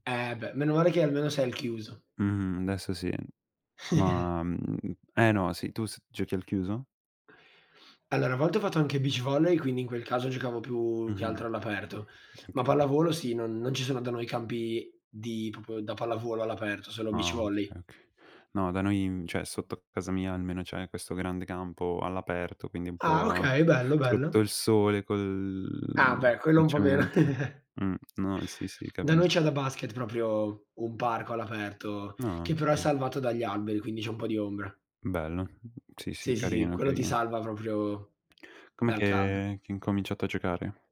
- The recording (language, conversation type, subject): Italian, unstructured, Qual è il ricordo più felice legato a uno sport che hai praticato?
- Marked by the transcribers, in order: "adesso" said as "desso"; chuckle; other background noise; "proprio" said as "propio"; drawn out: "col"; chuckle